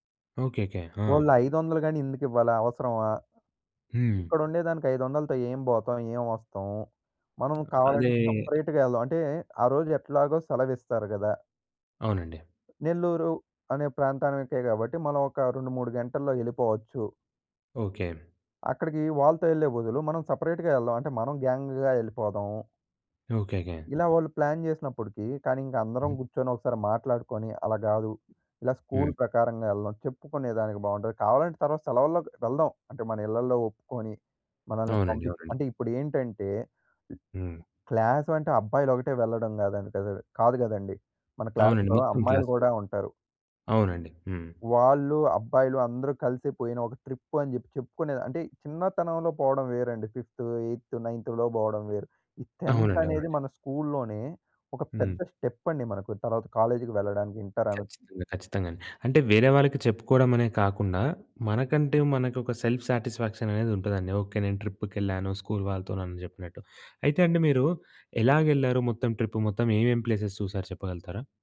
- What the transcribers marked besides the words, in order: other background noise; in English: "సెపరేట్‌గా"; tapping; in English: "సెపరేట్‌గా"; in English: "గ్యాంగ్‌గా"; in English: "ప్లాన్"; in English: "క్లాస్‌లో"; in English: "ట్రిప్"; in English: "ఫిఫ్త్, ఏయిత్తు, నైన్త్‌లో"; in English: "టెంత్"; in English: "స్టెప్"; in English: "కాలేజ్‌కి"; in English: "ఇంటర్"; in English: "సెల్ఫ్ సాటిస్ఫాక్షన్"; in English: "ట్రిప్?"; in English: "ప్లేసెస్"
- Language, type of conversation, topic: Telugu, podcast, నీ ఊరికి వెళ్లినప్పుడు గుర్తుండిపోయిన ఒక ప్రయాణం గురించి చెప్పగలవా?